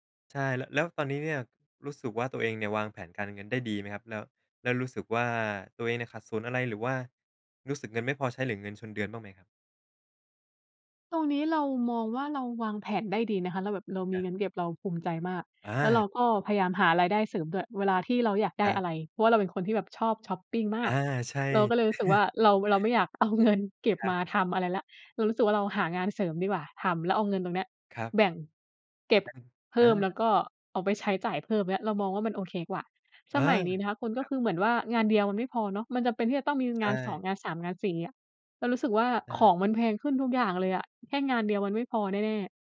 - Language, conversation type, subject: Thai, unstructured, การวางแผนการเงินช่วยให้คุณรู้สึกมั่นใจมากขึ้นไหม?
- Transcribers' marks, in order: stressed: "มาก"; chuckle